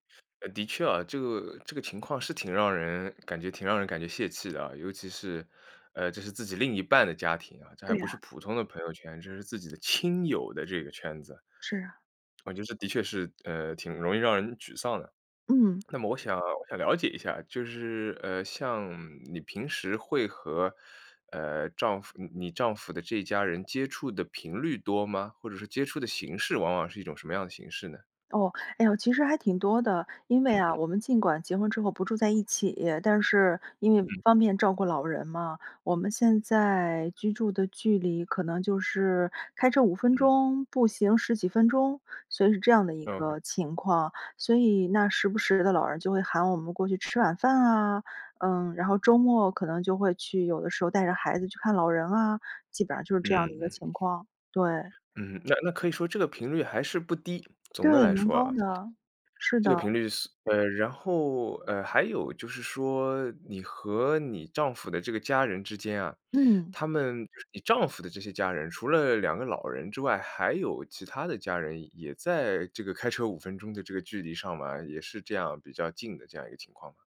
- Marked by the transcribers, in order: lip smack; other noise
- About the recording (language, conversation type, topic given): Chinese, advice, 被朋友圈排挤让我很受伤，我该如何表达自己的感受并处理这段关系？